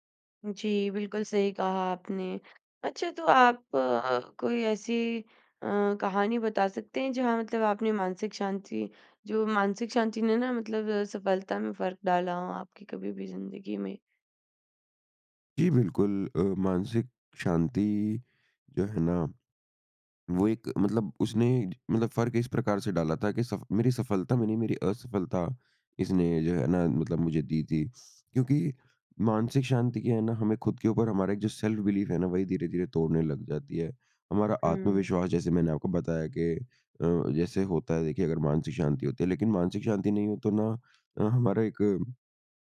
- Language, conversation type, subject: Hindi, podcast, क्या मानसिक शांति सफलता का एक अहम हिस्सा है?
- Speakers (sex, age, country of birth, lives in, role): female, 20-24, India, India, host; male, 55-59, India, India, guest
- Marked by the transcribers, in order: sniff; in English: "सेल्फ-बिलीफ"